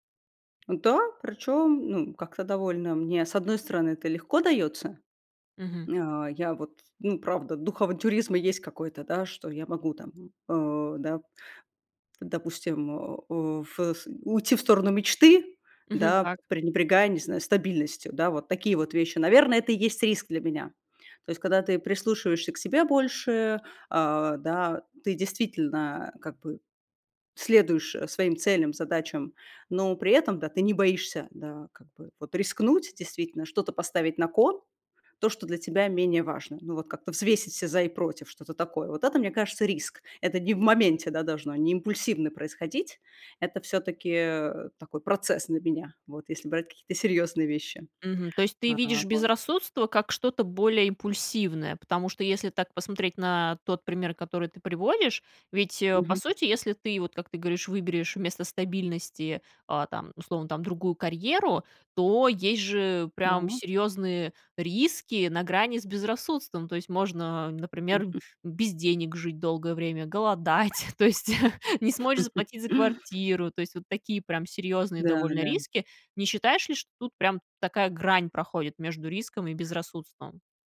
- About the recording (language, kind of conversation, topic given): Russian, podcast, Как ты отличаешь риск от безрассудства?
- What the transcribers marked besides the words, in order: tapping; laughing while speaking: "голодать, то есть"; chuckle